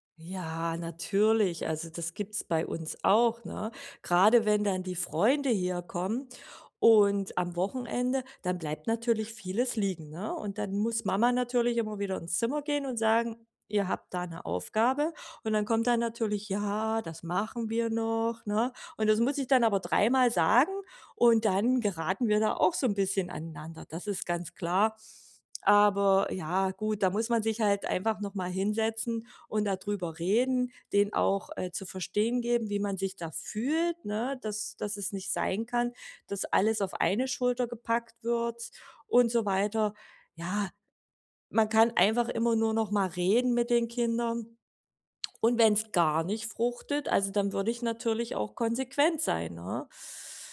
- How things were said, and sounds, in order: other background noise
- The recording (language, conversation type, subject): German, podcast, Wie teilt ihr zu Hause die Aufgaben und Rollen auf?